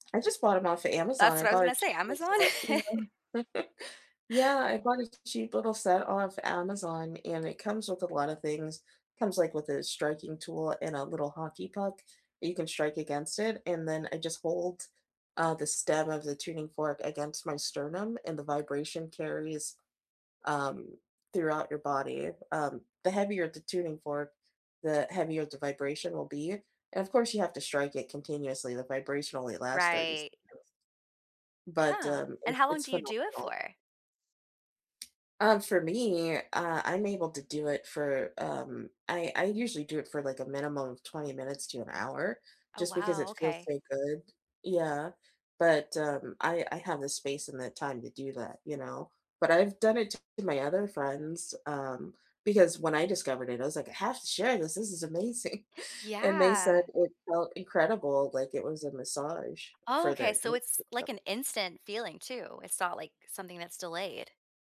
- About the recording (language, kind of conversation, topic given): English, unstructured, What small everyday habits make a big impact on your relationships and well-being?
- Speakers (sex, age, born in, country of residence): female, 35-39, United States, United States; female, 40-44, United States, United States
- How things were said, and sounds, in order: chuckle; tapping; laughing while speaking: "amazing"